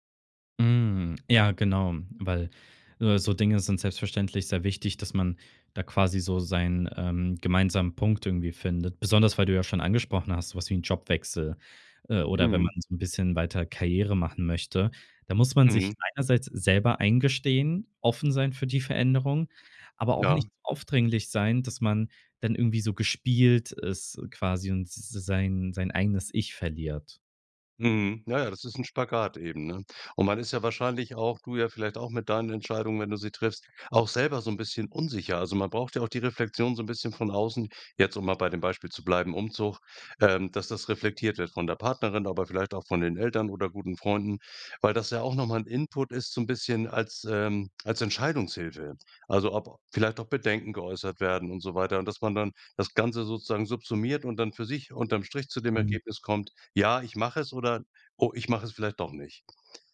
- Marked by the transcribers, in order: other noise; other background noise
- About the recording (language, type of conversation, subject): German, podcast, Wie bleibst du authentisch, während du dich veränderst?